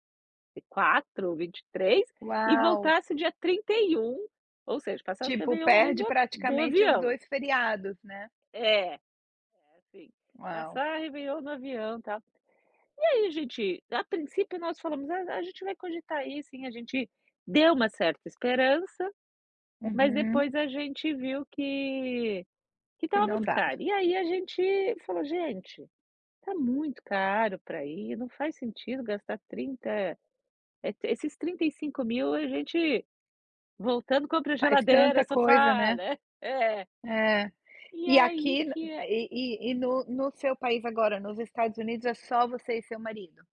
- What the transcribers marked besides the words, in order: none
- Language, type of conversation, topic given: Portuguese, advice, Como lidar com a culpa por não passar tempo suficiente com a família?